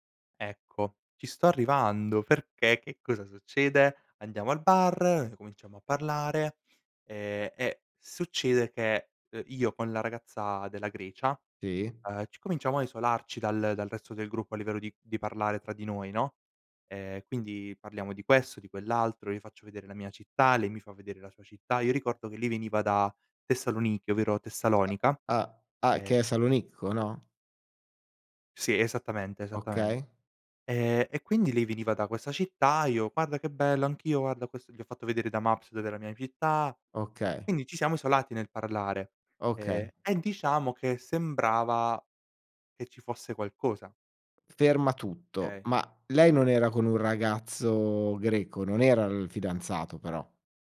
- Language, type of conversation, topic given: Italian, podcast, Hai mai incontrato qualcuno in viaggio che ti ha segnato?
- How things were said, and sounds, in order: unintelligible speech; tapping; "Okay" said as "kay"